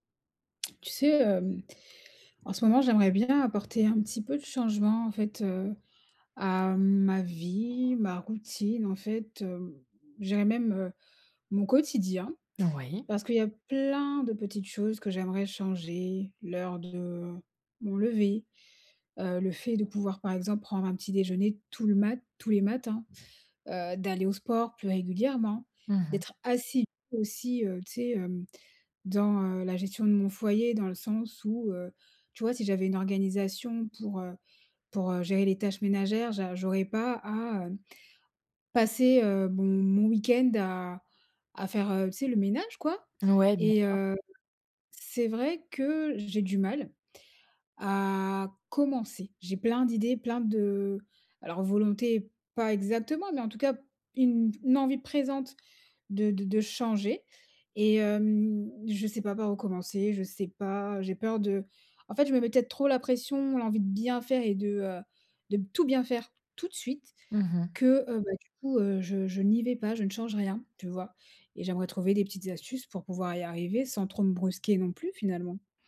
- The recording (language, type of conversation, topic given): French, advice, Comment puis-je commencer une nouvelle habitude en avançant par de petites étapes gérables chaque jour ?
- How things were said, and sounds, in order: stressed: "plein"; tapping; stressed: "assidue"; stressed: "passer"